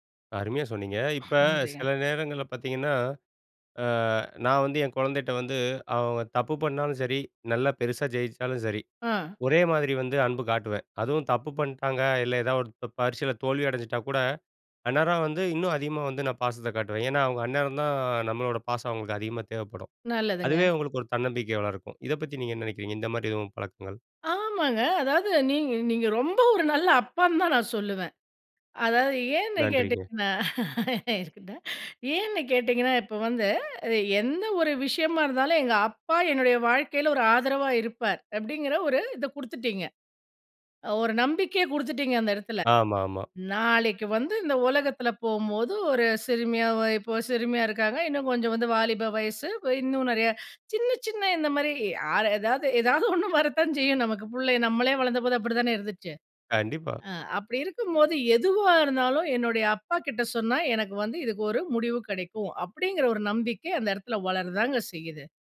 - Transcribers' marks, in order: trusting: "அருமையா சொன்னீங்க. இப்ப சில நேரங்கள்ல … மாதிரி எதுவும் பழக்கங்கள்?"; other noise; drawn out: "தான்"; trusting: "ஆ மாங்க. அதாவது நீங்க நீங்க … எடத்துல வளரதாங்க செய்யுது"; laughing while speaking: "இருக்கட்டும்"; laughing while speaking: "ஏதாவது ஒண்ணு வரத்தான் செய்யும்"
- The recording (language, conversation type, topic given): Tamil, podcast, குழந்தைகளிடம் நம்பிக்கை நீங்காமல் இருக்க எப்படி கற்றுக்கொடுப்பது?